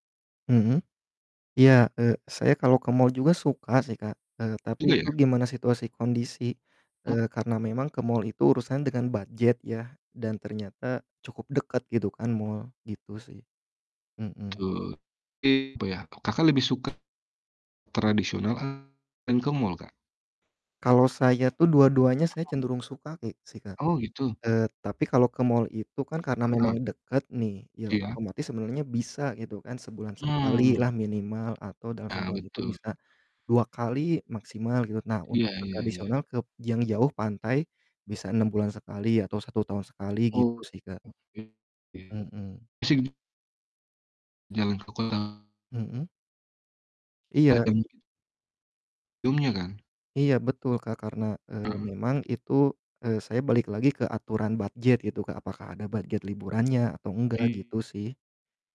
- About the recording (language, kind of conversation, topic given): Indonesian, unstructured, Apa tempat liburan favoritmu, dan mengapa?
- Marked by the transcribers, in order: distorted speech; other background noise